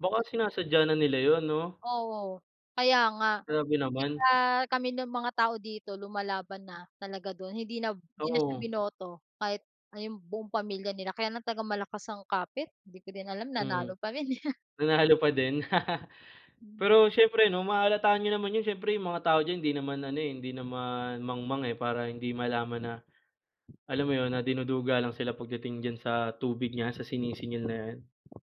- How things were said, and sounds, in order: tapping; chuckle; wind
- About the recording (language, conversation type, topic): Filipino, unstructured, Paano mo nakikita ang epekto ng korapsyon sa pamahalaan?